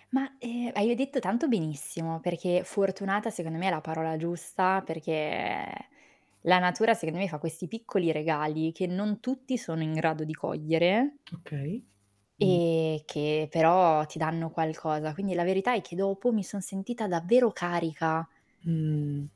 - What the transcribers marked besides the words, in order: tapping; drawn out: "perché"; static
- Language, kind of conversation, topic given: Italian, podcast, Qual è un momento di bellezza naturale che non dimenticherai mai?